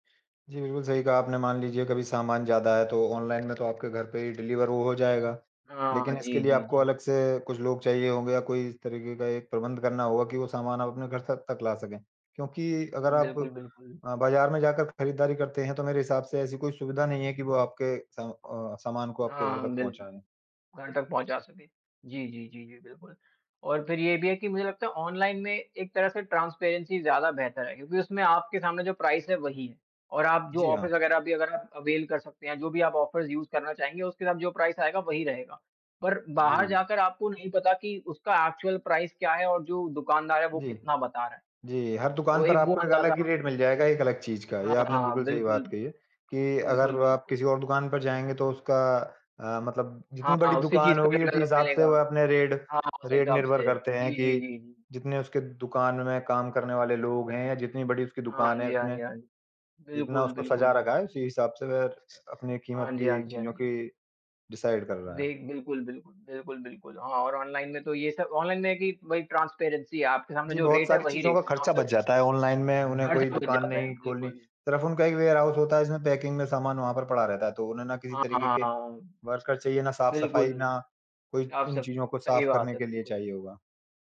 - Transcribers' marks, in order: other background noise; in English: "डिलिवर"; in English: "ट्रांसपेरेंसी"; in English: "प्राइस"; in English: "ऑफ़र्स"; in English: "एवेल"; in English: "ऑफ़र्स यूज़"; in English: "प्राइस"; in English: "प्राइस"; in English: "रेट"; in English: "रिजल्ट"; in English: "रेट रेट"; in English: "डिसाइड"; in English: "ट्रांसपेरेंसी"; in English: "वेयरहाउस"; in English: "पैकिंग"; in English: "वर्कर"
- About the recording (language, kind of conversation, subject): Hindi, unstructured, क्या आप ऑनलाइन खरीदारी करना पसंद करते हैं या बाजार जाकर खरीदारी करना पसंद करते हैं?